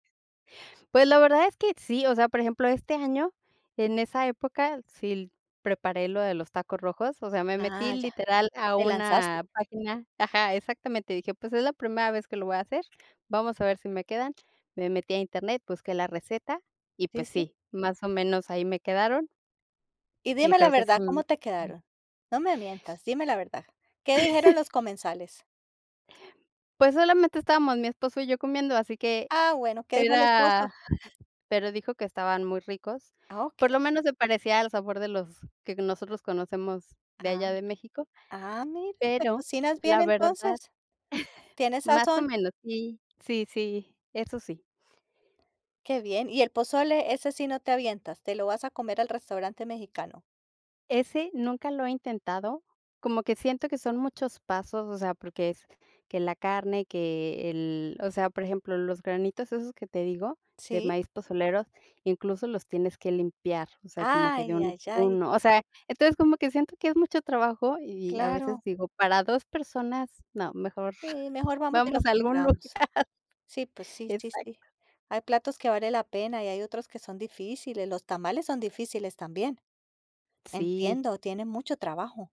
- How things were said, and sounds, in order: other noise; chuckle; chuckle; tapping; chuckle; chuckle; laughing while speaking: "lugar"
- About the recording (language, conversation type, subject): Spanish, podcast, ¿Qué plato te provoca nostalgia y por qué?